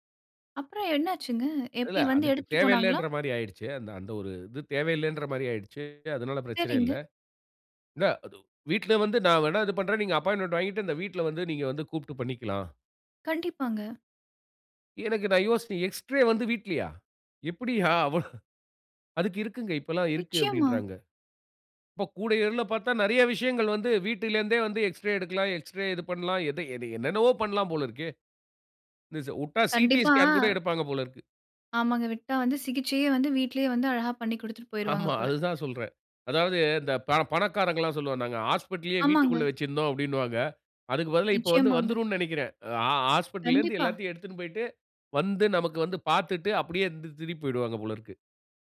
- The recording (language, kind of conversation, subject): Tamil, podcast, அடிப்படை மருத்துவப் பரிசோதனை சாதனங்கள் வீட்டிலேயே இருந்தால் என்னென்ன பயன்கள் கிடைக்கும்?
- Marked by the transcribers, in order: anticipating: "அப்புறம் என்ன ஆச்சுங்க? எப்பிடி வந்து எடுத்துட்டு போனாங்களா?"; other background noise; in English: "அப்பாயின்ட்மென்ட்"; surprised: "எக்ஸ்ரே வந்து வீட்லயா! எப்பிடியா!"; in English: "எக்ஸ்ரே"; unintelligible speech; in English: "எக்ஸ்ரே"; in English: "எக்ஸ்ரே"; unintelligible speech; in English: "சிடி ஸ்கேன்"; laughing while speaking: "ஆமா"